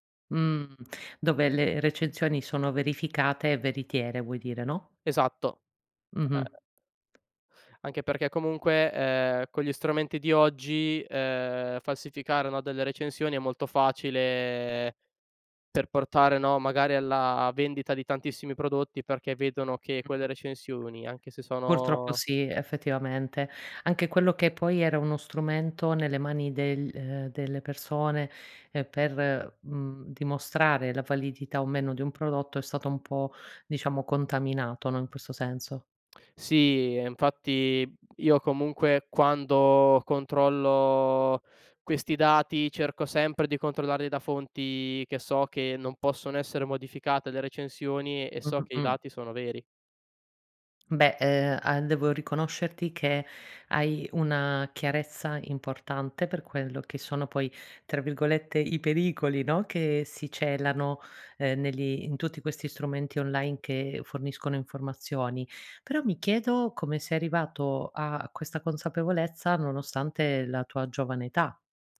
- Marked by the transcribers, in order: tapping; tongue click
- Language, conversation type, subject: Italian, podcast, Come affronti il sovraccarico di informazioni quando devi scegliere?